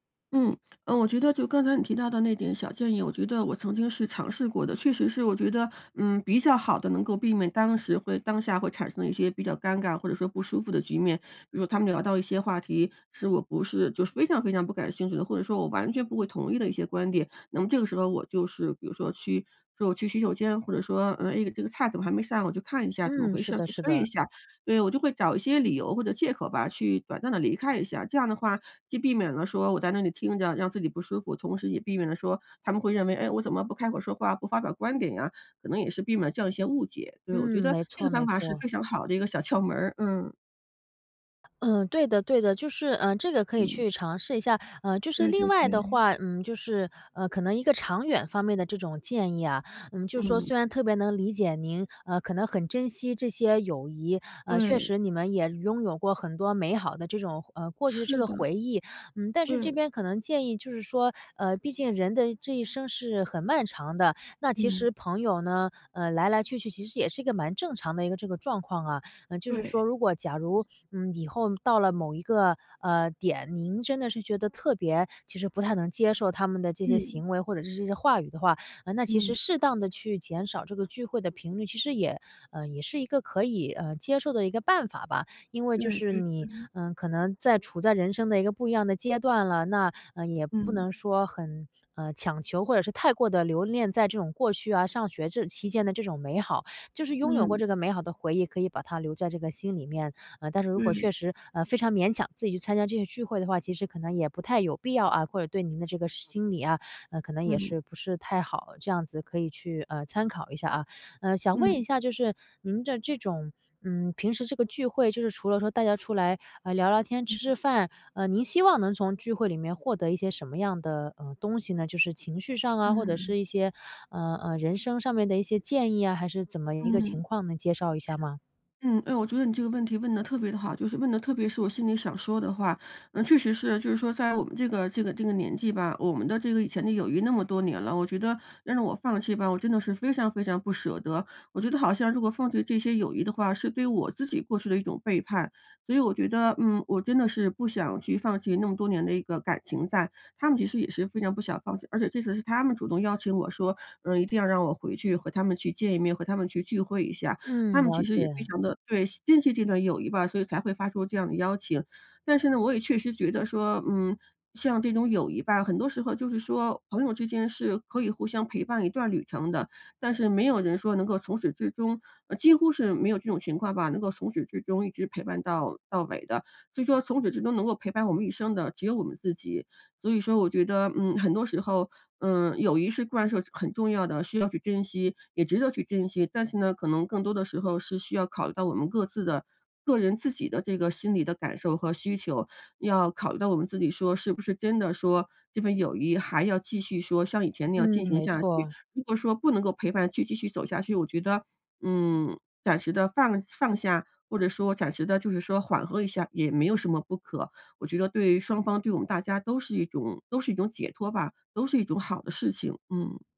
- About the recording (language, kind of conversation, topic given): Chinese, advice, 参加聚会时我总是很焦虑，该怎么办？
- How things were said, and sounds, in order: other background noise